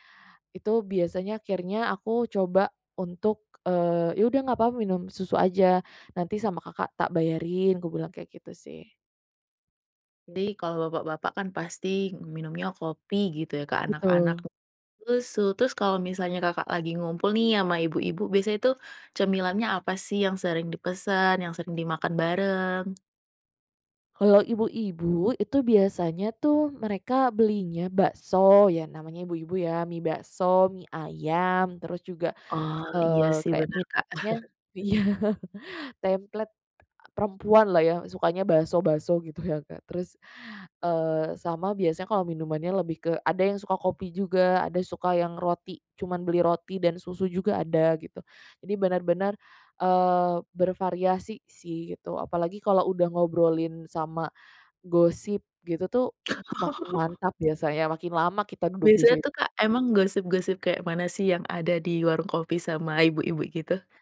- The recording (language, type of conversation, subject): Indonesian, podcast, Menurutmu, mengapa orang suka berkumpul di warung kopi atau lapak?
- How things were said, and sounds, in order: chuckle; chuckle; laughing while speaking: "Oh"